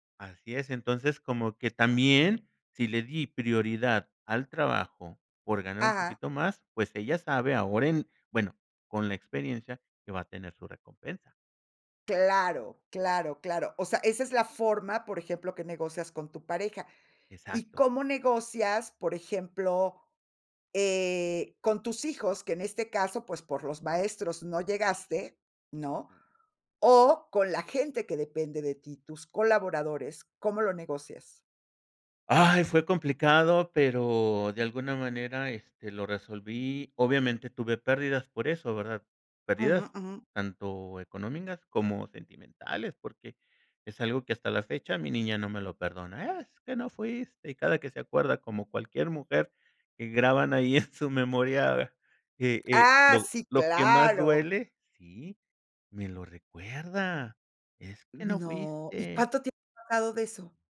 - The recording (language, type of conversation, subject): Spanish, podcast, ¿Qué te lleva a priorizar a tu familia sobre el trabajo, o al revés?
- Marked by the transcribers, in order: other background noise; put-on voice: "Es que no fuiste"; laughing while speaking: "en"